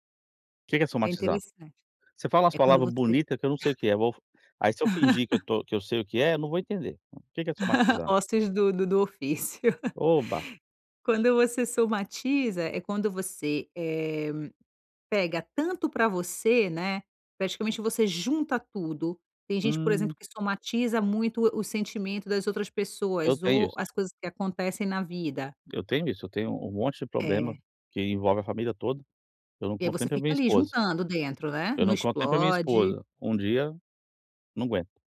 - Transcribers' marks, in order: laugh; laugh; "aguento" said as "guento"
- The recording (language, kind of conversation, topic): Portuguese, advice, Como posso aprender a conviver com a ansiedade sem sentir que ela me domina?